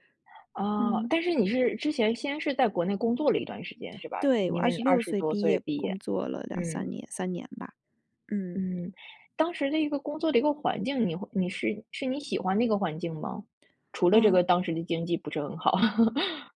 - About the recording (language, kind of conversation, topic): Chinese, podcast, 你遇到过最大的挑战是什么？
- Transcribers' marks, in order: other background noise; chuckle